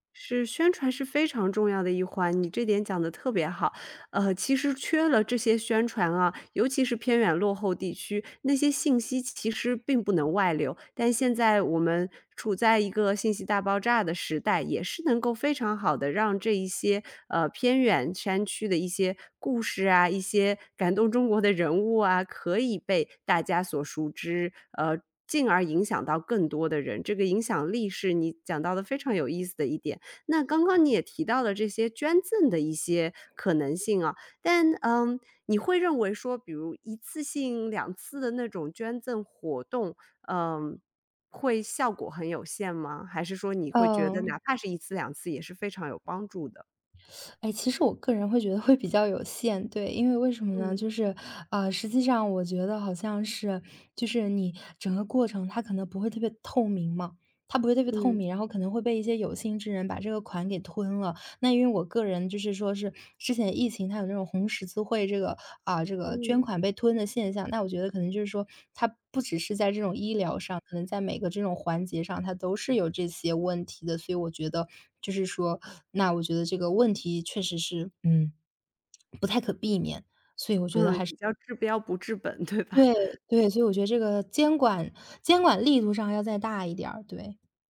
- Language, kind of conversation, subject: Chinese, podcast, 学校应该如何应对教育资源不均的问题？
- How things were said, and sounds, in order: other background noise; laughing while speaking: "对吧？"